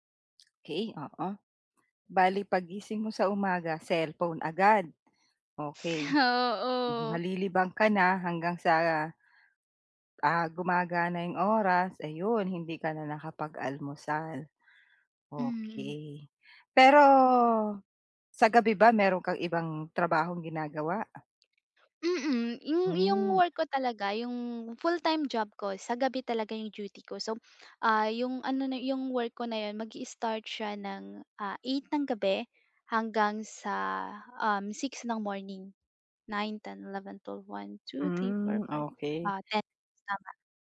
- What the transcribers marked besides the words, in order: tapping; other background noise; joyful: "Oo"
- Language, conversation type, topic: Filipino, advice, Paano ako makakapagplano ng oras para makakain nang regular?